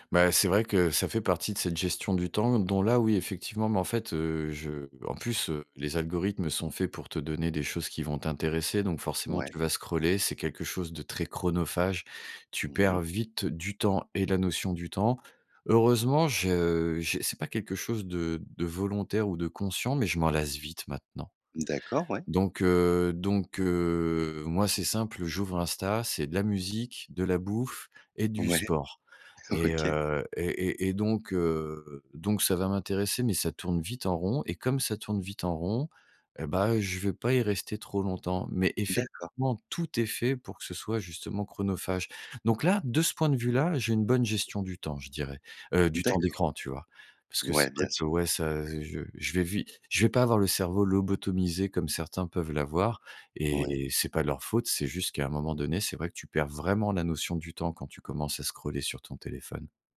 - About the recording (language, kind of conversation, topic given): French, podcast, Comment gères-tu concrètement ton temps d’écran ?
- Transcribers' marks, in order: other background noise; tapping; laughing while speaking: "OK"; stressed: "Donc là"; stressed: "vraiment"